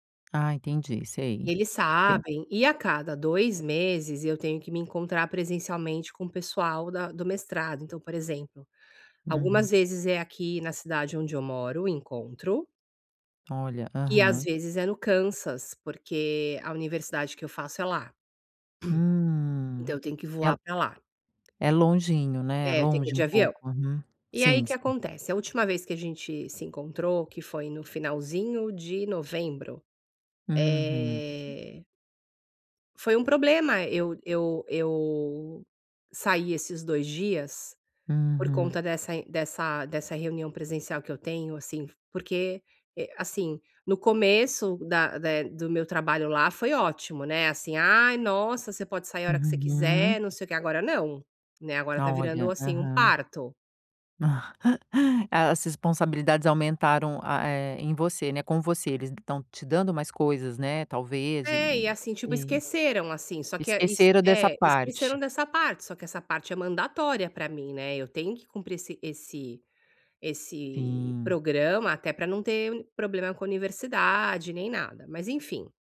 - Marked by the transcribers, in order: tapping; other background noise; drawn out: "eh"; laugh
- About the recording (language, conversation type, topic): Portuguese, advice, Como posso estabelecer limites claros entre o trabalho e a vida pessoal?